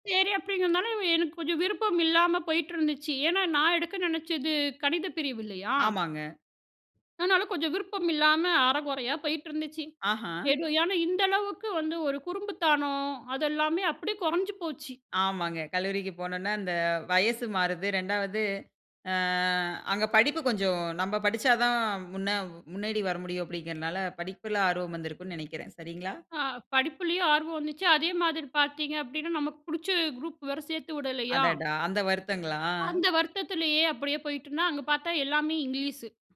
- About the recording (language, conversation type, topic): Tamil, podcast, உங்கள் கல்வி பயணத்தை ஒரு கதையாகச் சொன்னால் எப்படி ஆரம்பிப்பீர்கள்?
- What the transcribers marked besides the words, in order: other background noise; unintelligible speech; other noise